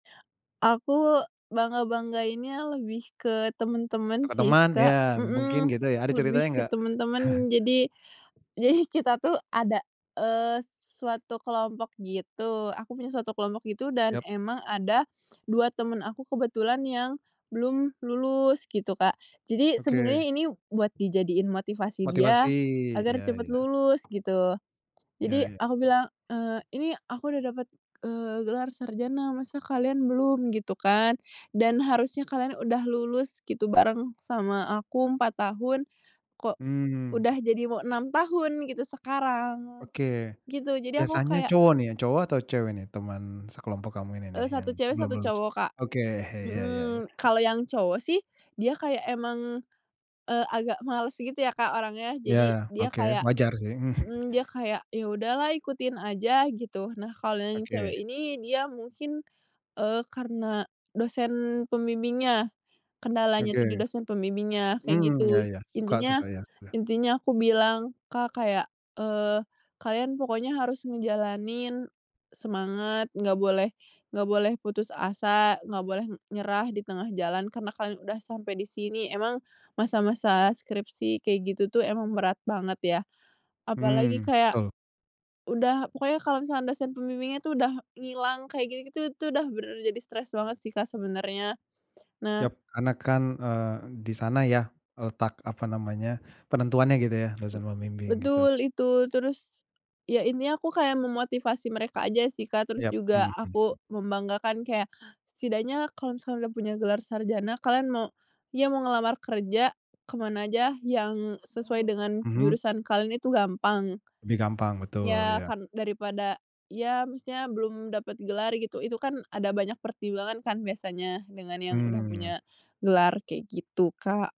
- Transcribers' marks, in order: background speech; laughing while speaking: "jadi kita tuh"; chuckle; other background noise; tapping; laughing while speaking: "Oke"; chuckle; hiccup
- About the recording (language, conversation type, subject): Indonesian, podcast, Kapan kamu merasa sangat bangga pada diri sendiri?